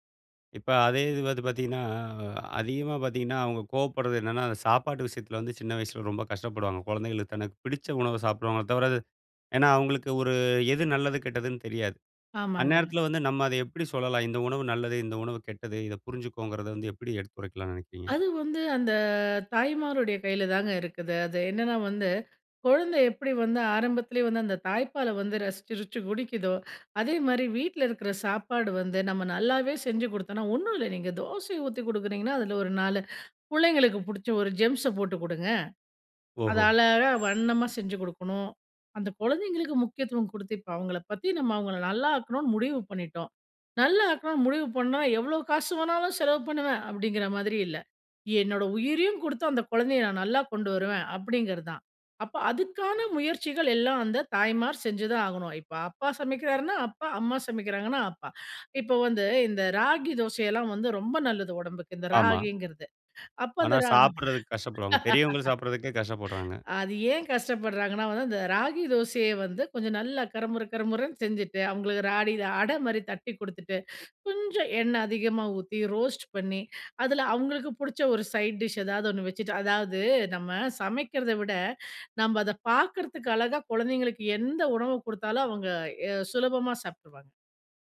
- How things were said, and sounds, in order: drawn out: "ஒரு"; drawn out: "அந்த"; laughing while speaking: "வந்து ரசிச்சுருச்சு குடிக்குதோ"; door; "அம்மா" said as "அப்பா"; laugh; "ராகில" said as "ராடில"
- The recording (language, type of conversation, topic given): Tamil, podcast, குழந்தைகளுக்கு உணர்ச்சிகளைப் பற்றி எப்படி விளக்குவீர்கள்?
- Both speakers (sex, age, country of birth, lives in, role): female, 40-44, India, India, guest; male, 40-44, India, India, host